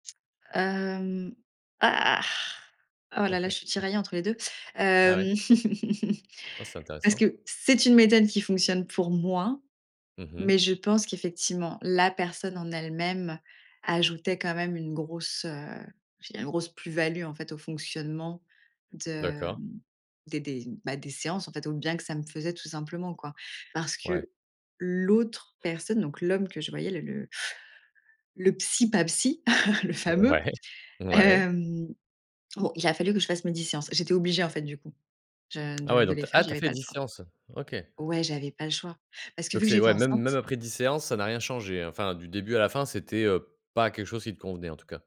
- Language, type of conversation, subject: French, podcast, Quelles différences vois-tu entre le soutien en ligne et le soutien en personne ?
- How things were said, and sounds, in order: chuckle; stressed: "moi"; stressed: "la"; chuckle